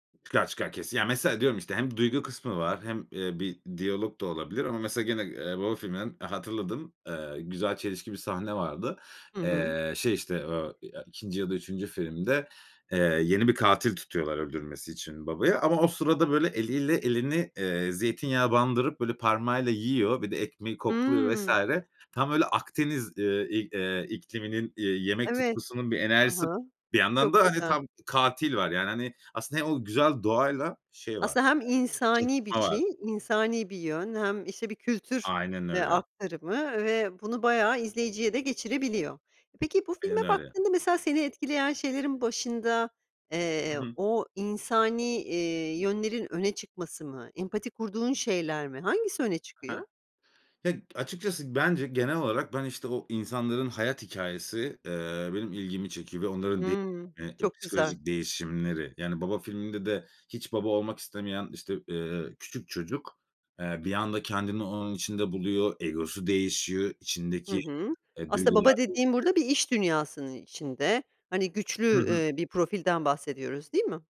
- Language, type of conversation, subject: Turkish, podcast, En unutamadığın film deneyimini anlatır mısın?
- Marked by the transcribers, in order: other background noise